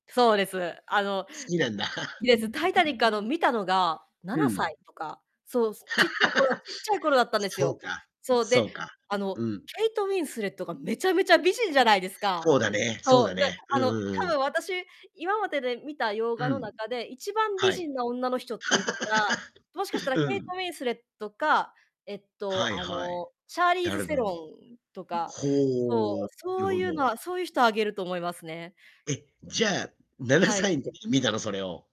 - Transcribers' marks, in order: chuckle; distorted speech; laugh; laugh
- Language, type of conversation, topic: Japanese, unstructured, 好きな映画のジャンルは何ですか？